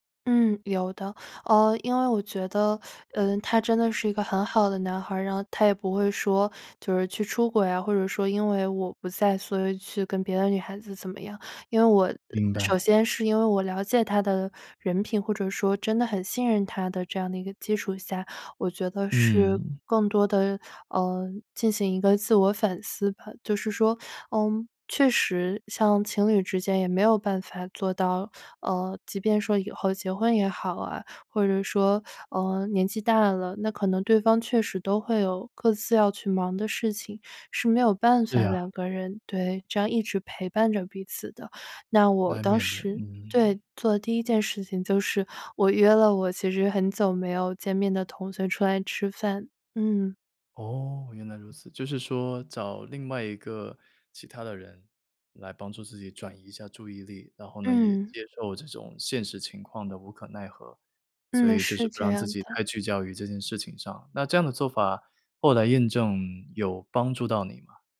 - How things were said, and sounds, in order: none
- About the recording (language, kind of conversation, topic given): Chinese, podcast, 你平时怎么处理突发的负面情绪？